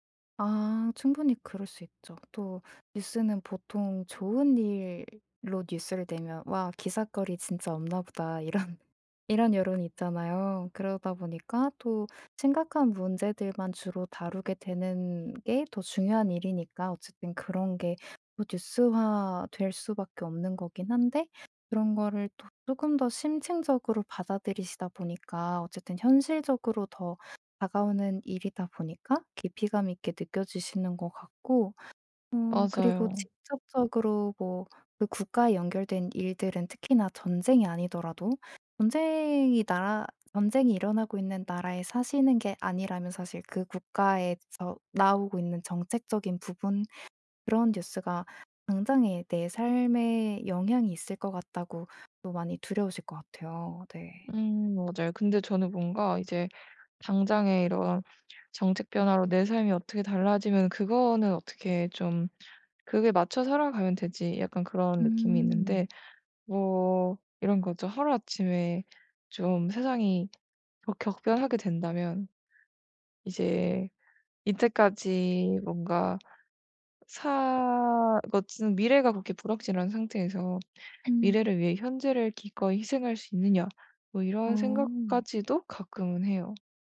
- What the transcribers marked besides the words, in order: other background noise; laughing while speaking: "이런"; tapping
- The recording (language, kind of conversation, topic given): Korean, advice, 정보 과부하와 불확실성에 대한 걱정